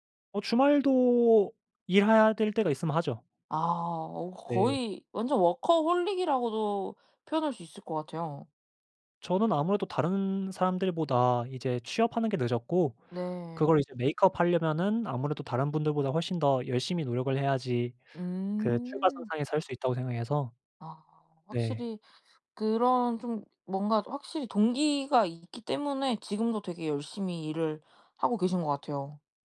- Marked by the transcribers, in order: other background noise
- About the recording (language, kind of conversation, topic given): Korean, podcast, 공부 동기를 어떻게 찾으셨나요?